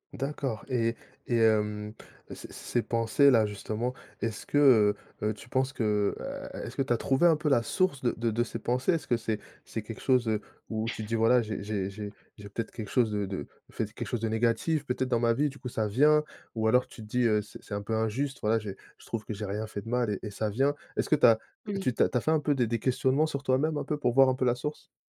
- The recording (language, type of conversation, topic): French, podcast, Comment gères-tu les pensées négatives qui tournent en boucle ?
- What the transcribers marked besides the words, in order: stressed: "source"; other background noise; tapping